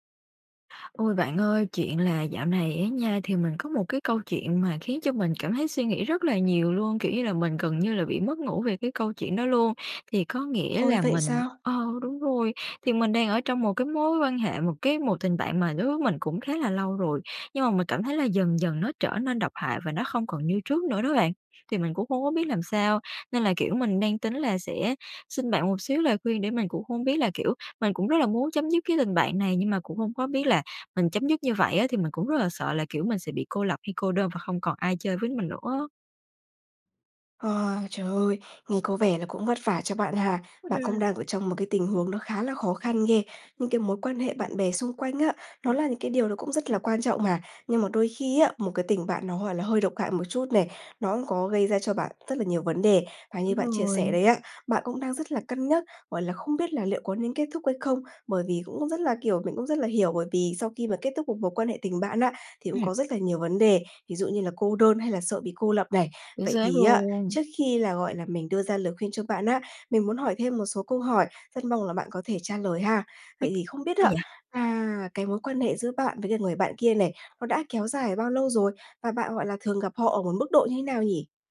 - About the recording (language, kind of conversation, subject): Vietnamese, advice, Làm sao để chấm dứt một tình bạn độc hại mà không sợ bị cô lập?
- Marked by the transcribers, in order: tapping; unintelligible speech